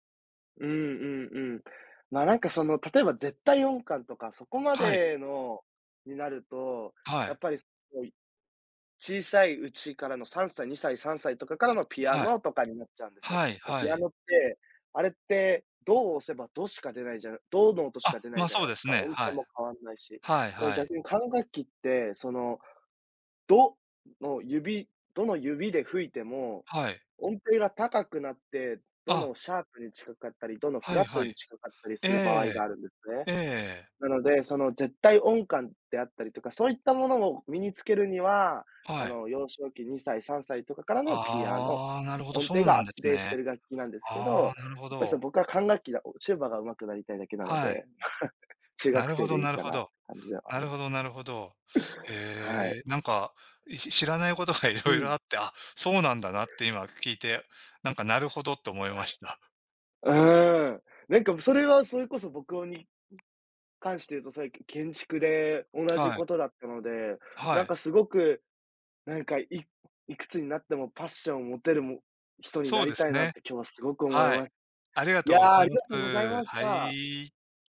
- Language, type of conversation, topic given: Japanese, unstructured, 人生をやり直せるとしたら、何を変えますか？
- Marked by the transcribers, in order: other background noise; chuckle; tapping; lip smack